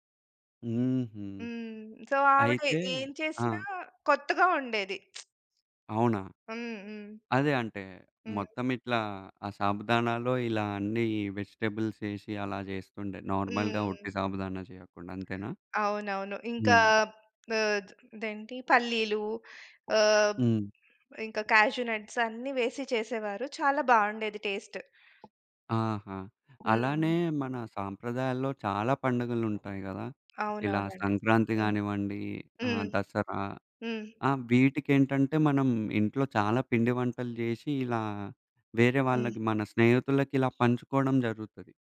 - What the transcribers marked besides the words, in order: in English: "సో"; lip smack; in Hindi: "సాబుదానాల్లో"; in English: "వెజిటబుల్స్"; in English: "నార్మల్‌గా"; in Hindi: "సాబుదానా"; other background noise; in English: "కాష్యూ నట్స్"; in English: "టేస్ట్"
- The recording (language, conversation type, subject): Telugu, podcast, వంటకాన్ని పంచుకోవడం మీ సామాజిక సంబంధాలను ఎలా బలోపేతం చేస్తుంది?